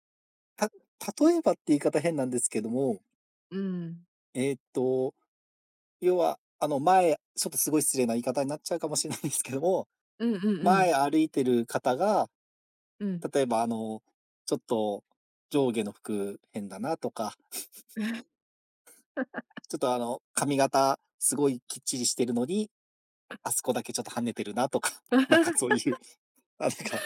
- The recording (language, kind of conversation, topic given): Japanese, unstructured, 幸せを感じるのはどんなときですか？
- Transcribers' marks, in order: laughing while speaking: "しれないですけども"; chuckle; tapping; laughing while speaking: "とか、なんかそういう、なんか"; laugh